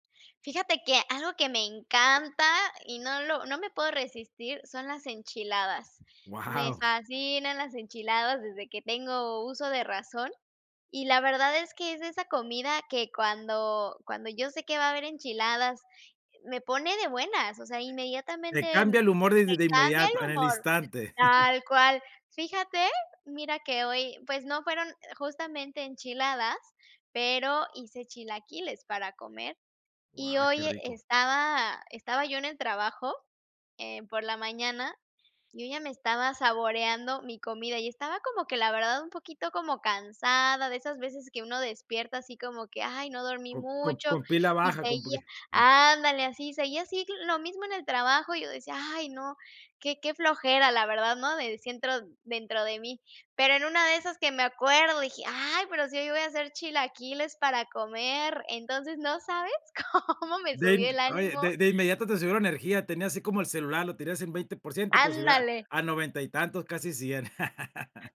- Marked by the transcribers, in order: chuckle; laughing while speaking: "cómo"; chuckle
- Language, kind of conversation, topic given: Spanish, podcast, ¿Qué comida casera te alegra el día?